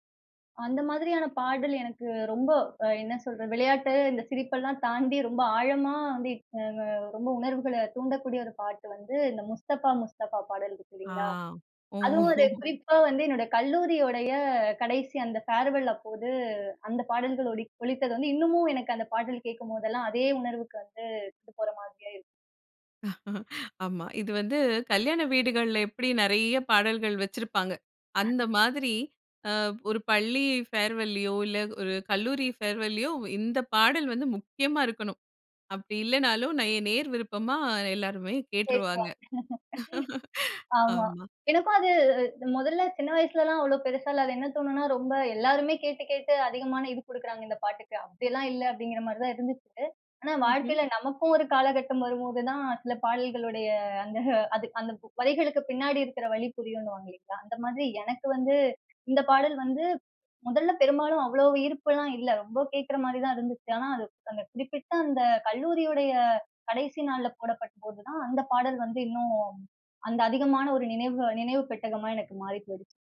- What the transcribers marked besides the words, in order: laughing while speaking: "ஓஹோ!"; other background noise; in English: "ஃபேர்வெல்"; laugh; chuckle; in English: "ஃபேர்வல்லியோ"; in English: "ஃபேர்வல்லியோ"; unintelligible speech; laugh; laugh; chuckle
- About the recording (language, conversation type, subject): Tamil, podcast, ஒரு பாடல் உங்களுக்கு பள்ளி நாட்களை நினைவுபடுத்துமா?